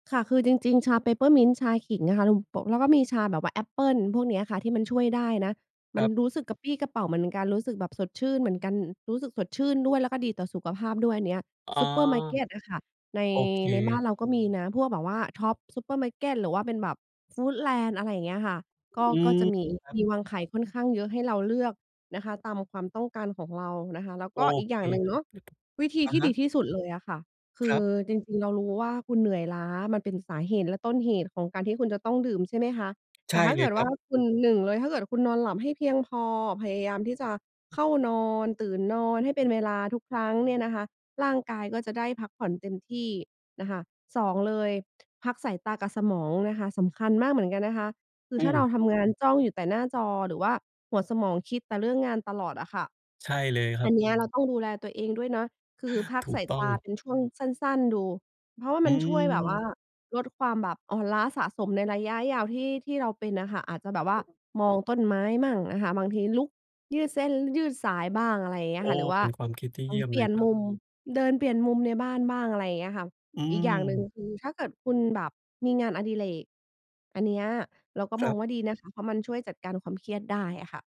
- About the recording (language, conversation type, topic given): Thai, advice, ทำไมพอดื่มเครื่องดื่มชูกำลังตอนเหนื่อยแล้วถึงรู้สึกกระสับกระส่าย?
- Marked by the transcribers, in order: tapping; other background noise